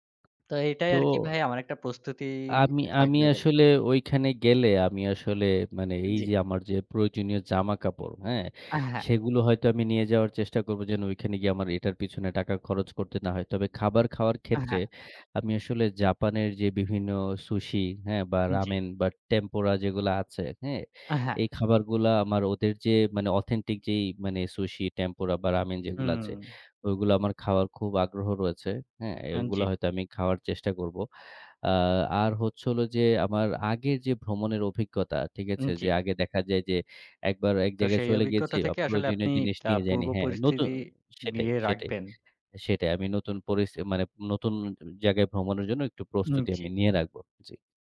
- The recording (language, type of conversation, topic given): Bengali, unstructured, আপনি কোন দেশে ভ্রমণ করতে সবচেয়ে বেশি আগ্রহী?
- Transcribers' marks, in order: none